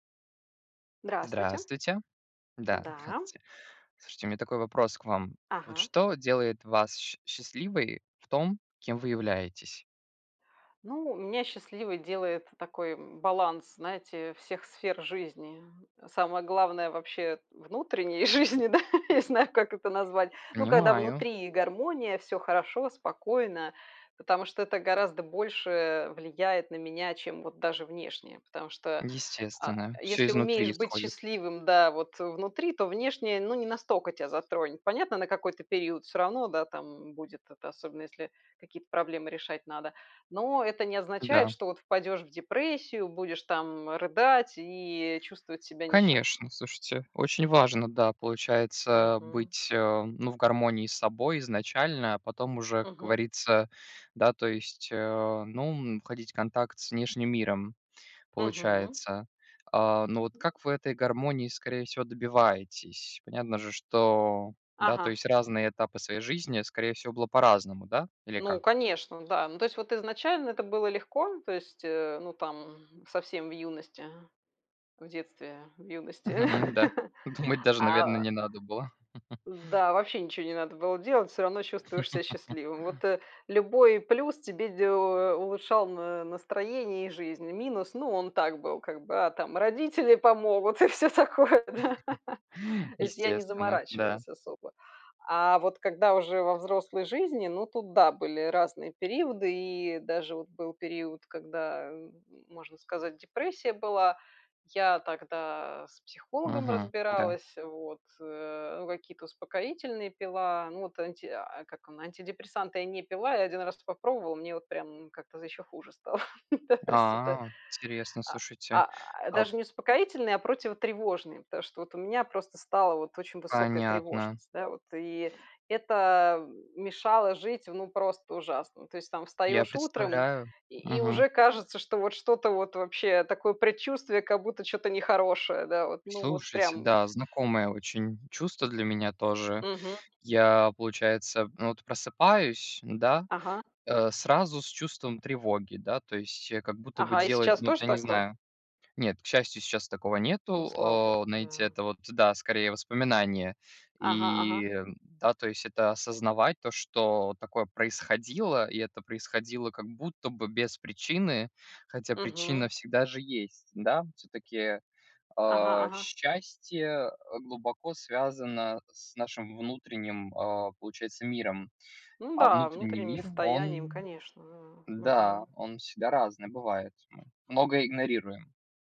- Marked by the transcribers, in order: tapping; laughing while speaking: "жизни, да"; chuckle; other background noise; chuckle; chuckle; chuckle; laughing while speaking: "всё такое, да"; chuckle; chuckle; laughing while speaking: "Да, то есть"; drawn out: "О"
- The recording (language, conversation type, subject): Russian, unstructured, Что делает вас счастливым в том, кем вы являетесь?